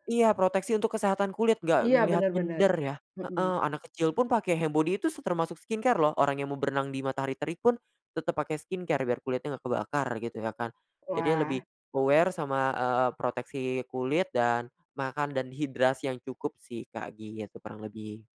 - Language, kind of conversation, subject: Indonesian, podcast, Apa saja tanda alam sederhana yang menunjukkan musim akan segera berubah?
- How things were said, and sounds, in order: in English: "handbody"; in English: "skincare"; in English: "skincare"; in English: "aware"